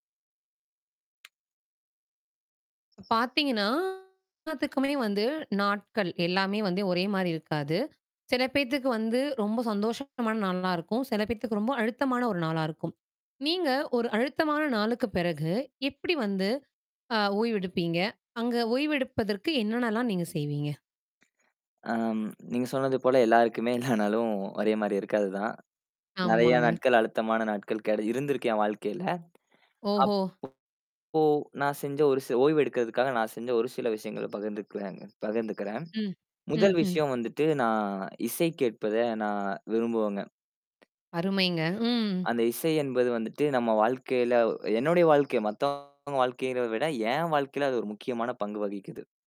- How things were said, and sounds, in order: other noise; distorted speech; mechanical hum; static; tapping; other background noise; laughing while speaking: "எல்லாருக்குமே எல்லா நாளும்"; drawn out: "ஆமாங்க"
- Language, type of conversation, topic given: Tamil, podcast, அழுத்தமான ஒரு நாளுக்குப் பிறகு சற்று ஓய்வெடுக்க நீங்கள் என்ன செய்கிறீர்கள்?